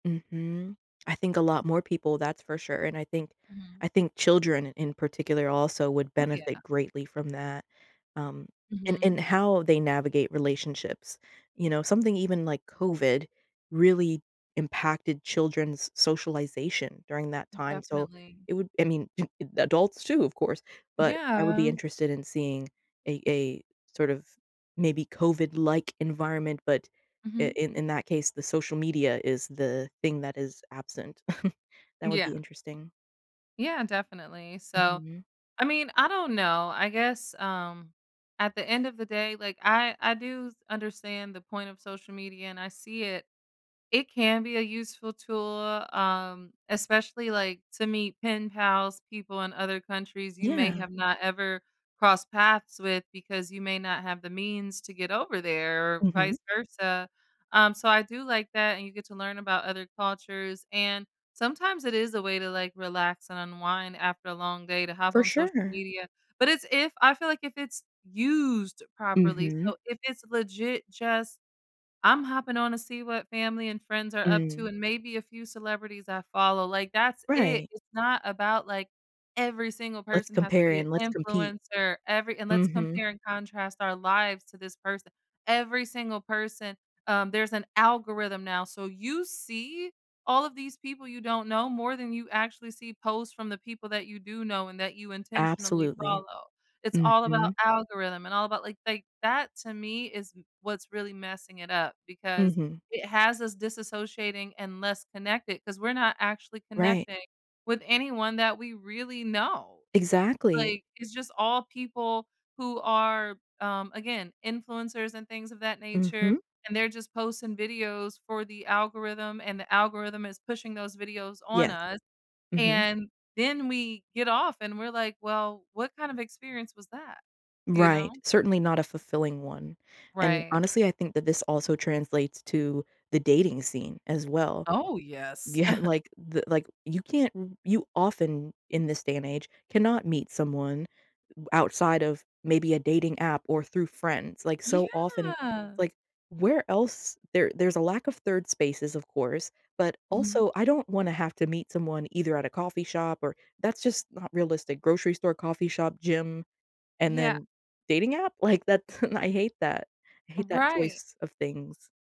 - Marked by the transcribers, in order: other background noise; chuckle; chuckle; stressed: "used"; laughing while speaking: "Yeah"; chuckle; chuckle; laughing while speaking: "I hate"
- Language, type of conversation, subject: English, unstructured, How can I tell if a relationship helps or holds me back?